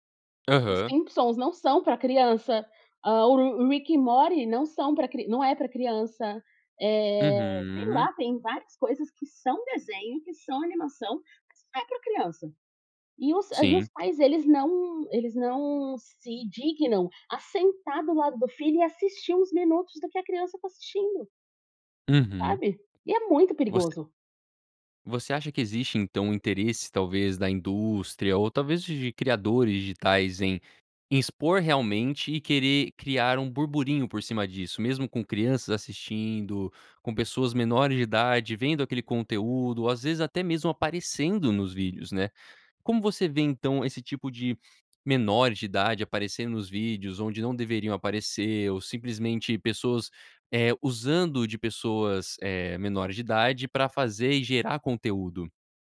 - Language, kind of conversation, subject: Portuguese, podcast, como criar vínculos reais em tempos digitais
- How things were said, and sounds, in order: tapping